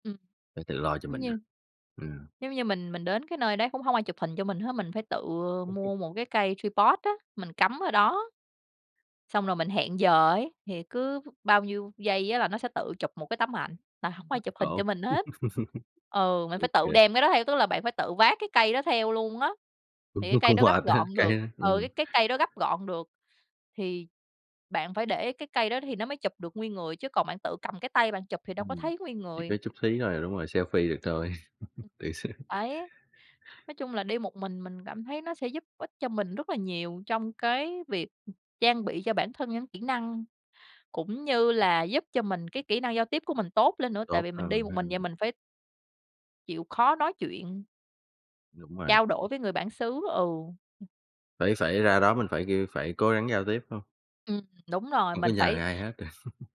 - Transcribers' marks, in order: tapping; chuckle; in English: "tripod"; unintelligible speech; chuckle; unintelligible speech; in English: "selfie"; other background noise; chuckle; laughing while speaking: "sướng"; chuckle
- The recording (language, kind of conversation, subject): Vietnamese, podcast, Những chuyến đi một mình đã ảnh hưởng đến bạn như thế nào?